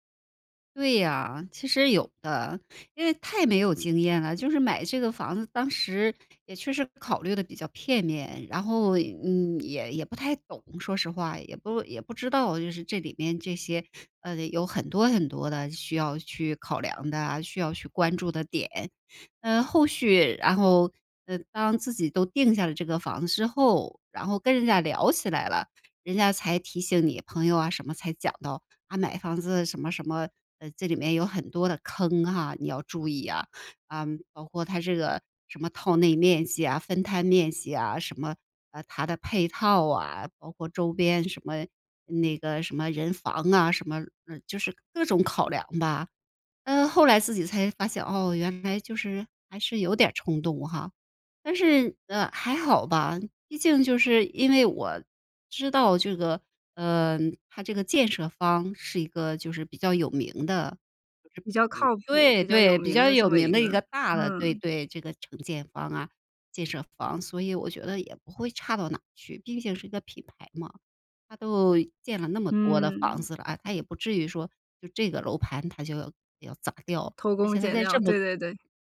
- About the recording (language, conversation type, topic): Chinese, podcast, 你第一次买房的心路历程是怎样？
- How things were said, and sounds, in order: none